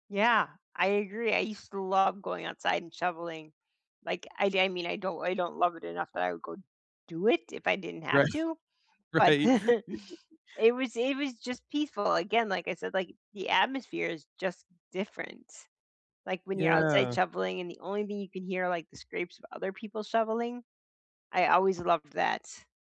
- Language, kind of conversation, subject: English, unstructured, What are you looking forward to in the next month?
- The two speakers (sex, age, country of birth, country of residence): female, 45-49, United States, United States; male, 35-39, United States, United States
- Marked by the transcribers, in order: other background noise; laughing while speaking: "Right, right"; chuckle; laugh; background speech